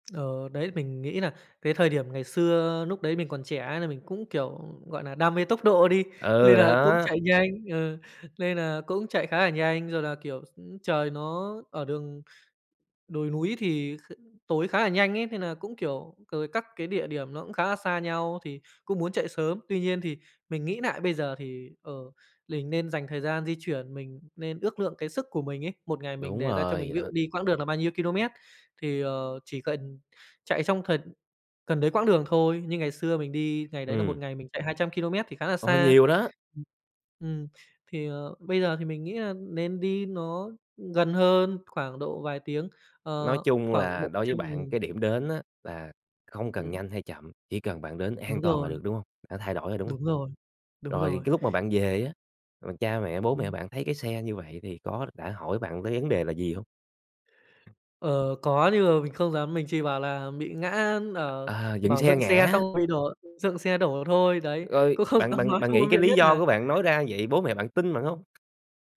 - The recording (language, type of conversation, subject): Vietnamese, podcast, Bạn có thể kể về một tai nạn nhỏ mà từ đó bạn rút ra được một bài học lớn không?
- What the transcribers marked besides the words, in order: tapping; "mình" said as "lình"; other background noise; laughing while speaking: "không dám nói"